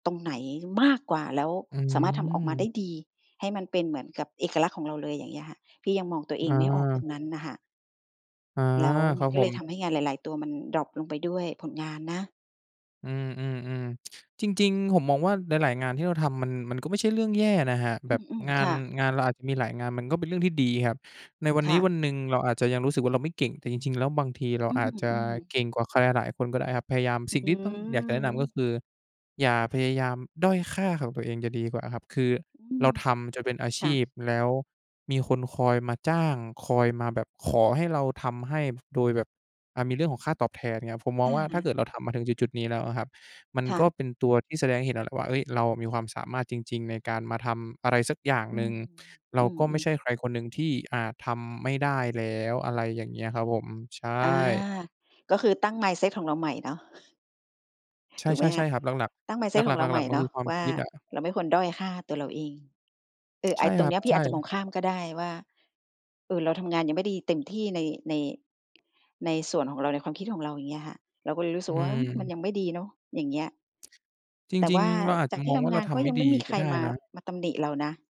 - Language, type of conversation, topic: Thai, advice, ฉันควรจัดการอย่างไรเมื่อทำงานหลายอย่างพร้อมกันจนผลงานแย่ลงและรู้สึกเหนื่อยมาก?
- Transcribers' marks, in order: tapping; other background noise